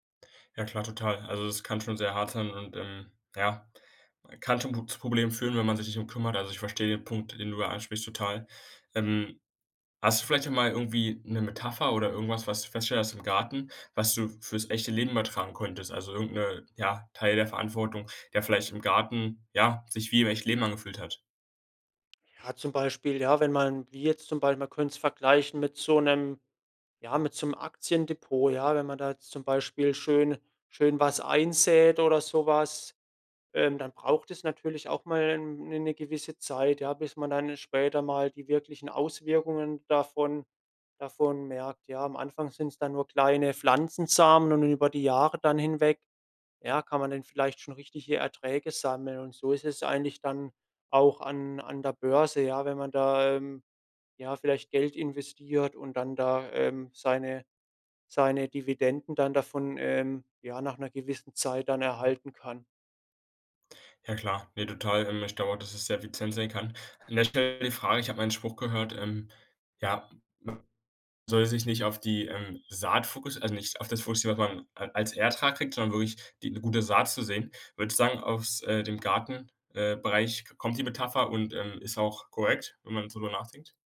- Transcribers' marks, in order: none
- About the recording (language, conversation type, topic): German, podcast, Was kann uns ein Garten über Verantwortung beibringen?